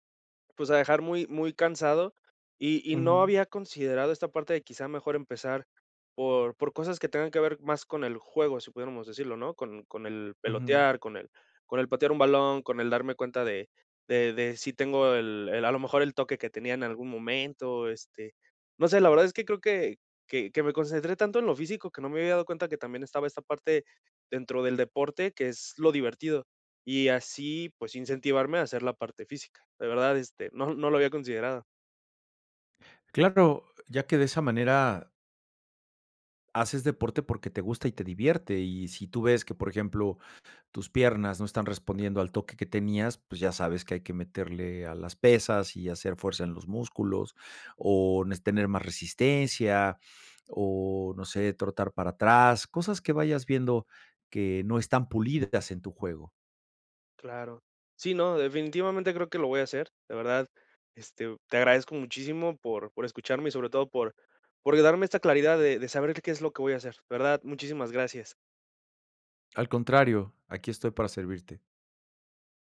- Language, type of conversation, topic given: Spanish, advice, ¿Cómo puedo dejar de postergar y empezar a entrenar, aunque tenga miedo a fracasar?
- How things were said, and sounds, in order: chuckle; tapping